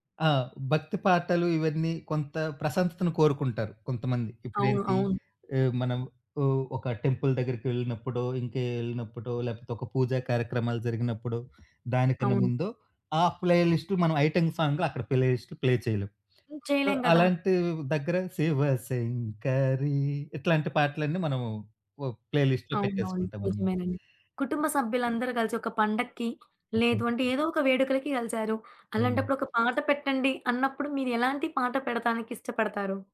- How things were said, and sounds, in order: in English: "టెంపుల్"; in English: "ప్లే లిస్ట్"; in English: "ఐటెమ్ సాంగ్"; in English: "ప్లే"; in English: "సో"; singing: "శివ శంకరి"; in English: "ప్లే లిస్ట్‌లో"; other background noise
- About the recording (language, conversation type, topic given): Telugu, podcast, కొత్త పాటలను ప్లేలిస్ట్‌లో ఎలా ఎంచుకుంటారు?